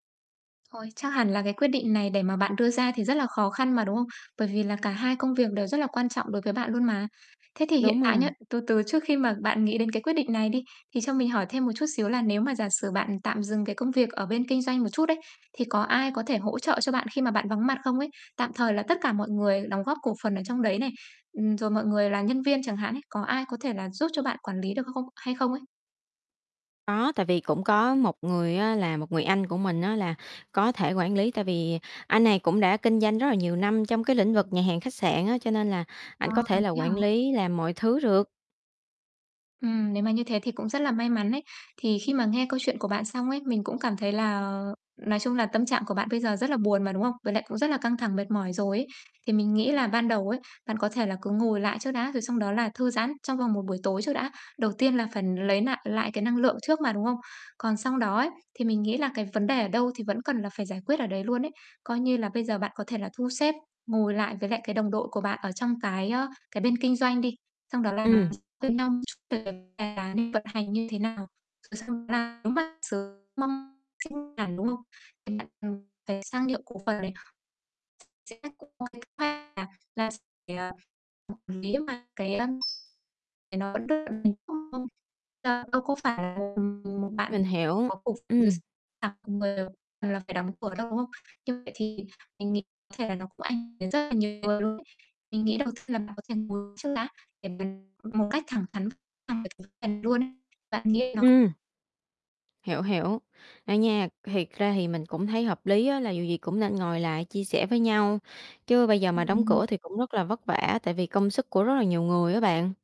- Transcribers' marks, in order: distorted speech; other background noise; static; tapping; unintelligible speech; unintelligible speech; alarm; unintelligible speech; unintelligible speech; unintelligible speech; unintelligible speech; unintelligible speech; unintelligible speech
- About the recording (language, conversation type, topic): Vietnamese, advice, Làm sao để nghỉ phép mà tôi thực sự phục hồi năng lượng?